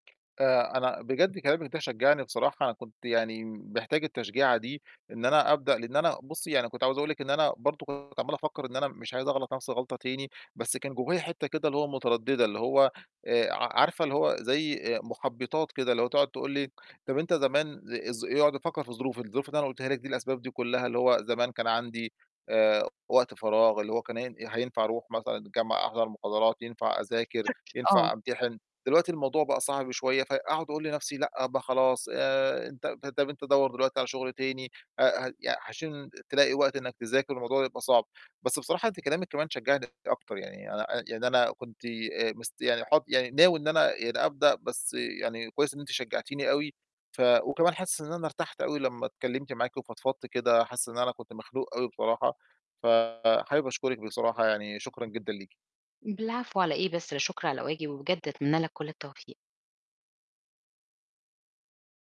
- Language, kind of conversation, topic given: Arabic, advice, إزاي بتتعامل مع إحساسك بالندم على قرارات فاتت، وإيه اللي نفسك تغيّره عشان تصلّح مسارك؟
- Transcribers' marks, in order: tapping; distorted speech